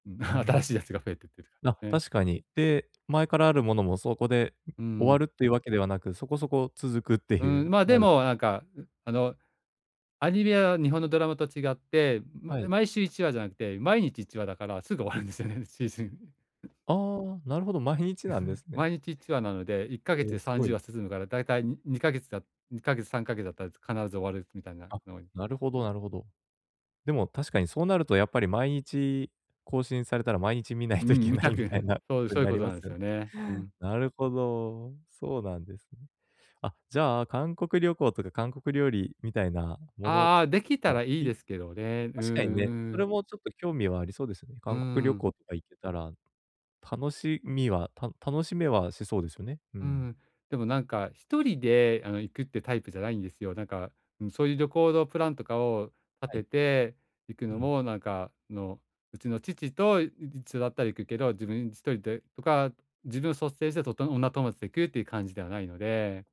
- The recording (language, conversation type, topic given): Japanese, advice, どうすれば予算内で喜ばれる贈り物を選べますか？
- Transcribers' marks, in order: laughing while speaking: "うん、新しいやつが"; laughing while speaking: "すぐ終わるんですよね、シーズン"; chuckle; laughing while speaking: "見ないといけない、みたいな事になりますよね"; chuckle